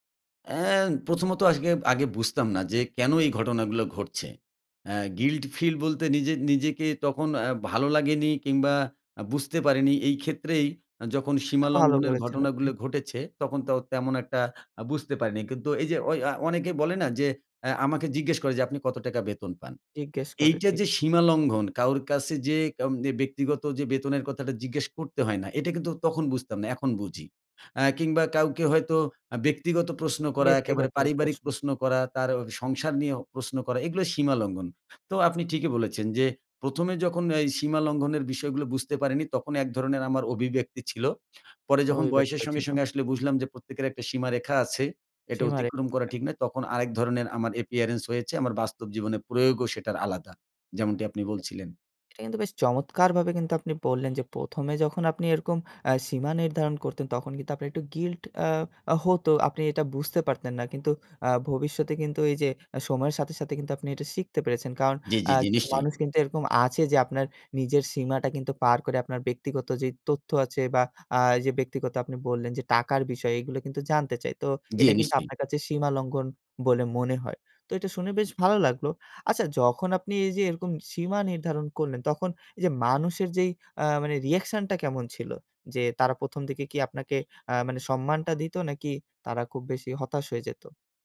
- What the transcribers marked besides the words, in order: in English: "guilty feel"; "কারো" said as "কাওর"; lip smack; in English: "appearance"; horn; in English: "guilt"; tapping; in English: "reaction"
- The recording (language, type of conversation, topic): Bengali, podcast, নিজের সীমা নির্ধারণ করা কীভাবে শিখলেন?